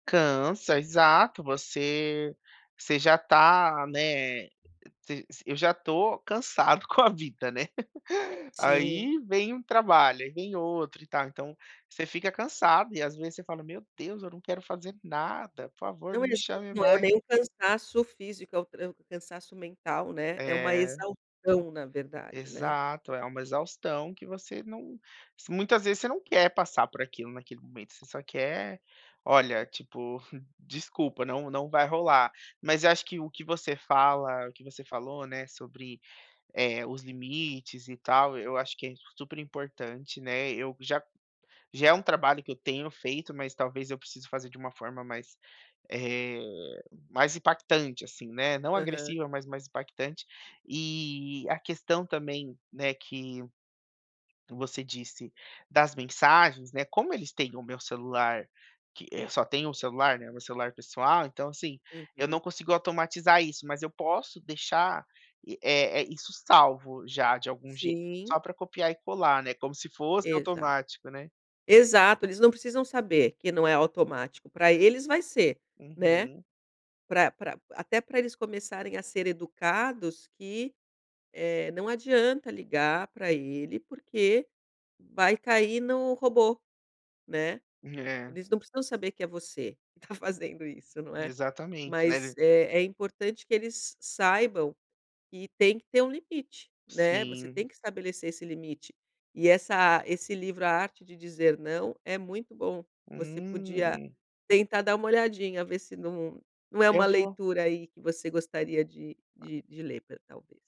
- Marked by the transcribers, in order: laugh
- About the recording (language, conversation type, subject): Portuguese, advice, Como posso manter o equilíbrio entre o trabalho e a vida pessoal ao iniciar a minha startup?